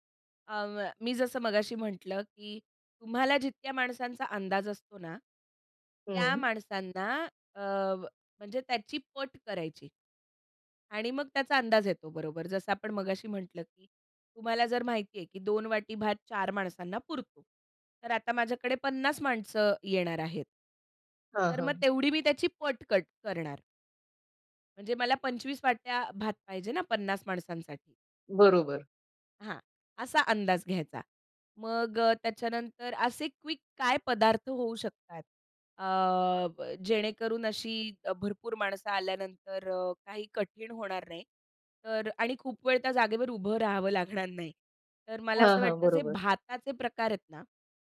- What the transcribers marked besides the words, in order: in English: "क्विक"
- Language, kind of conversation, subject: Marathi, podcast, मेहमान आले तर तुम्ही काय खास तयार करता?
- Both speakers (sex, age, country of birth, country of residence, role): female, 30-34, India, India, guest; female, 40-44, India, India, host